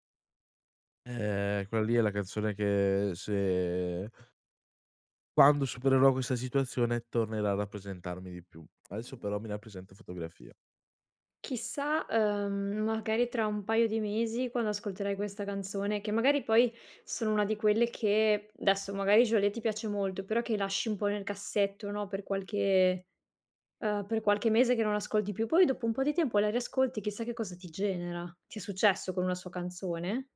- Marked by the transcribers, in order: other background noise; "adesso" said as "desso"
- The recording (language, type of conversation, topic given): Italian, podcast, Qual è la canzone che più ti rappresenta?